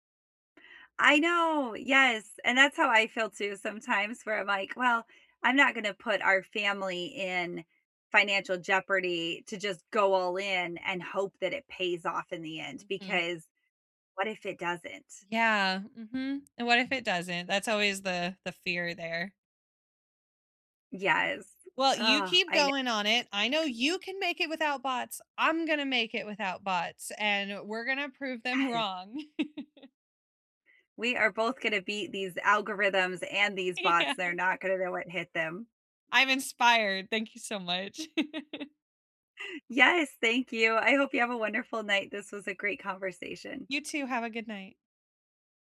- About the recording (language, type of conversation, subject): English, unstructured, What dreams do you think are worth chasing no matter the cost?
- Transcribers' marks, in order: other background noise; laughing while speaking: "wrong"; chuckle; laughing while speaking: "Yeah"; chuckle